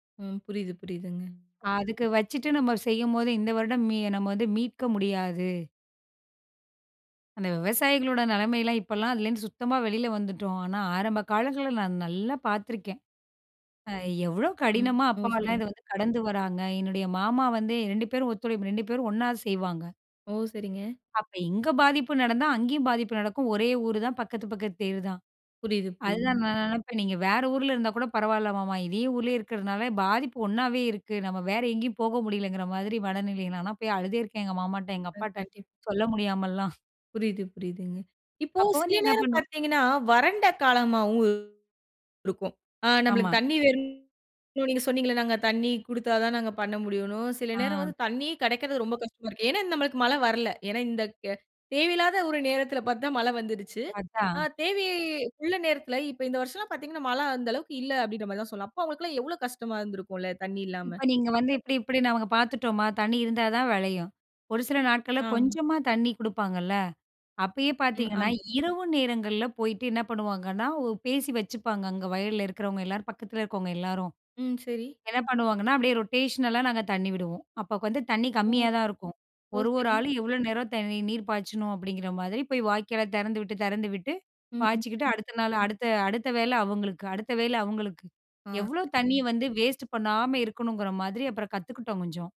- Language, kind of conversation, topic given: Tamil, podcast, மழைக்காலமும் வறண்ட காலமும் நமக்கு சமநிலையை எப்படி கற்பிக்கின்றன?
- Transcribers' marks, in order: other background noise; unintelligible speech; in English: "ரொட்டேஷனல்"; unintelligible speech